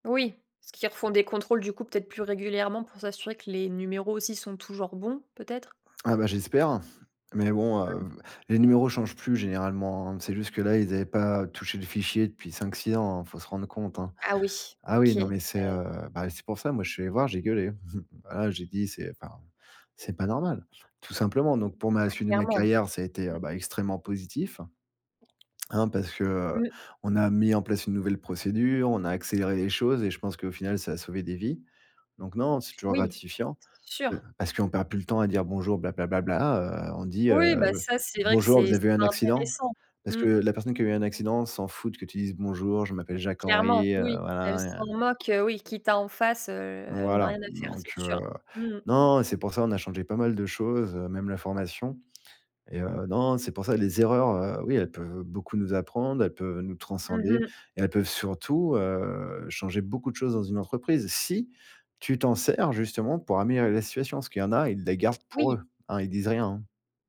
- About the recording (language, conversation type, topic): French, podcast, Quelle est l’erreur professionnelle qui t’a le plus appris ?
- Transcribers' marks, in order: tapping; other background noise; chuckle; stressed: "Si"